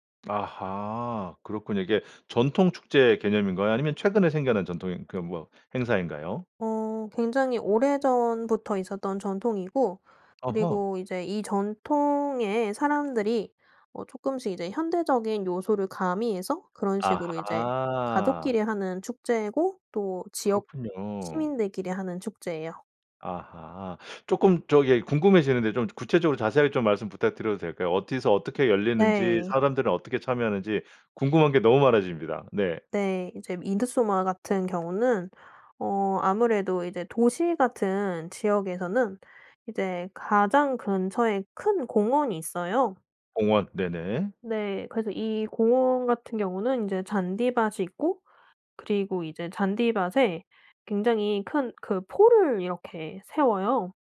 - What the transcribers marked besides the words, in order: none
- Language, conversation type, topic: Korean, podcast, 고향에서 열리는 축제나 행사를 소개해 주실 수 있나요?